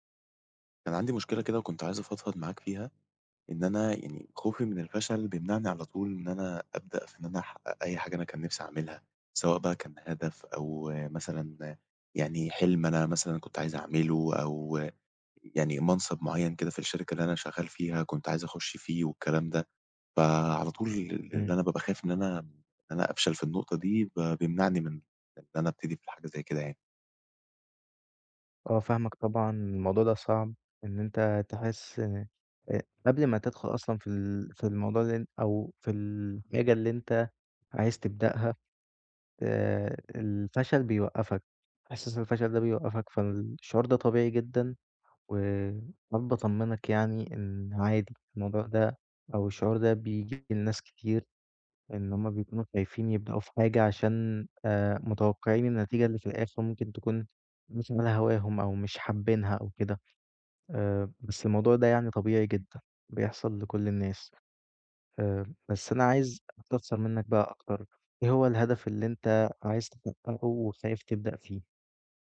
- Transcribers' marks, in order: none
- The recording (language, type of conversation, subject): Arabic, advice, إزاي الخوف من الفشل بيمنعك تبدأ تحقق أهدافك؟